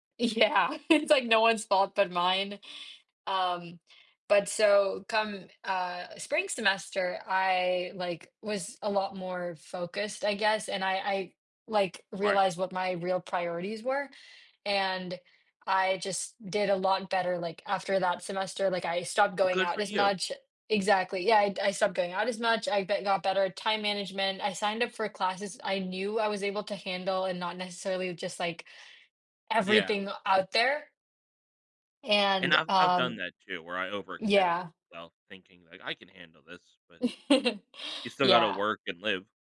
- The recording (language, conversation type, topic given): English, unstructured, How can setbacks lead to personal growth and new perspectives?
- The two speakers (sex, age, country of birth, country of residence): female, 20-24, United States, United States; male, 35-39, United States, United States
- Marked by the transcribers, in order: laughing while speaking: "Yeah, it's"; chuckle; other background noise; chuckle